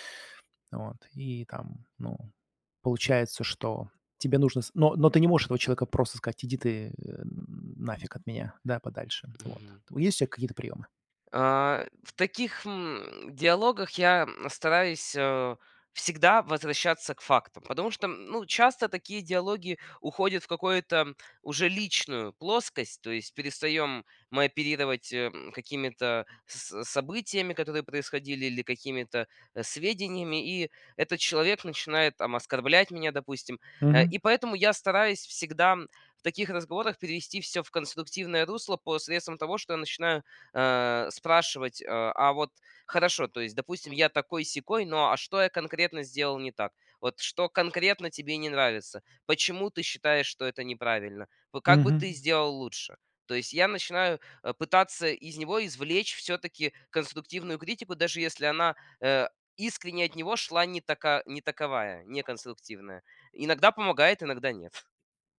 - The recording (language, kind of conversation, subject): Russian, podcast, Как ты реагируешь на критику своих идей?
- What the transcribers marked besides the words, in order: tapping; other background noise